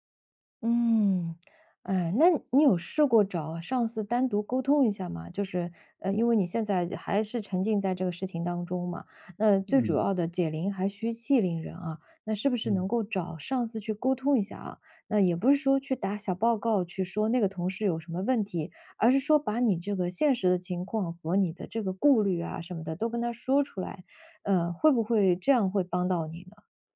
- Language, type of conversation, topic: Chinese, advice, 上司当众批评我后，我该怎么回应？
- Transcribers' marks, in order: other background noise